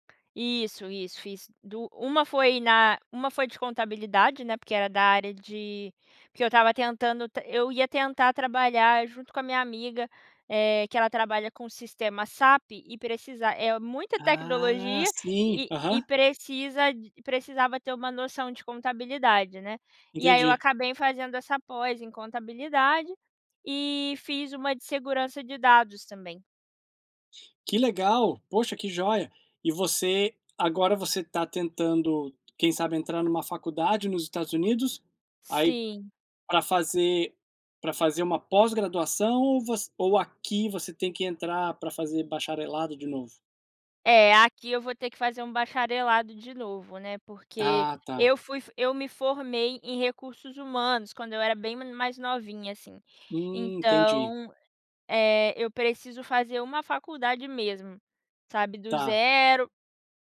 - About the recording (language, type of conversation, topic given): Portuguese, podcast, Qual foi um momento que realmente mudou a sua vida?
- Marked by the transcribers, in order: none